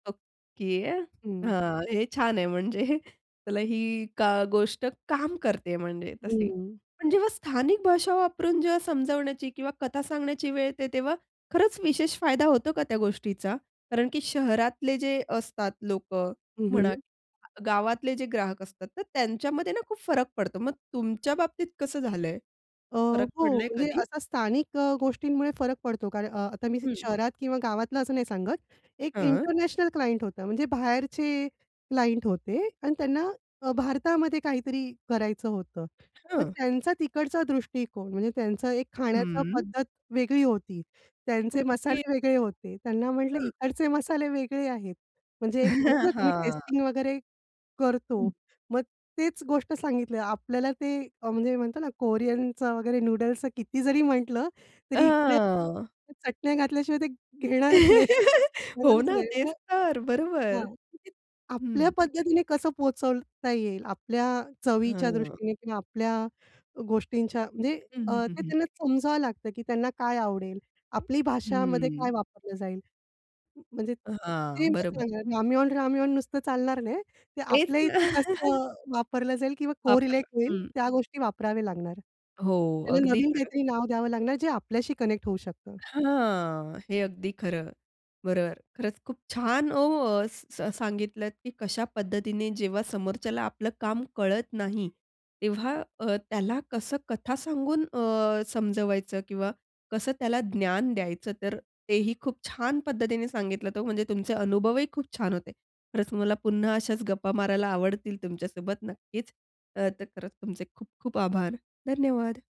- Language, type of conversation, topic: Marathi, podcast, काम दाखवताना कथा सांगणं का महत्त्वाचं?
- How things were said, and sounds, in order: other background noise; laughing while speaking: "म्हणजे"; tapping; in English: "क्लायंट"; in English: "क्लायंट"; chuckle; laugh; laughing while speaking: "घेणारच नाही"; laugh; in English: "कनेक्ट"